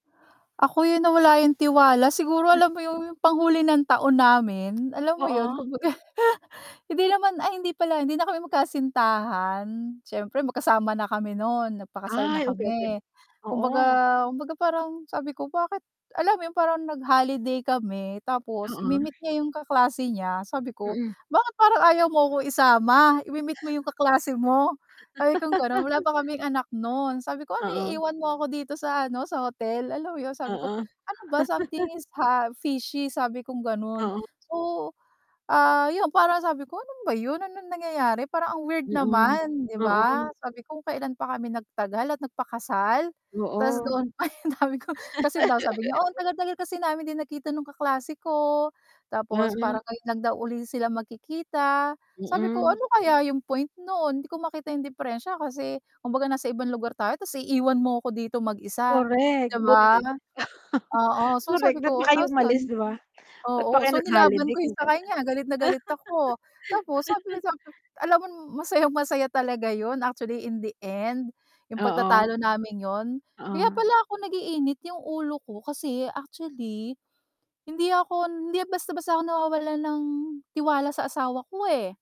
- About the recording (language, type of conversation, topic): Filipino, unstructured, Ano ang papel ng tiwala sa pagpapanatili ng isang matatag na relasyon?
- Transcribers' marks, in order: static; other background noise; chuckle; distorted speech; laugh; chuckle; chuckle; laugh; chuckle; laugh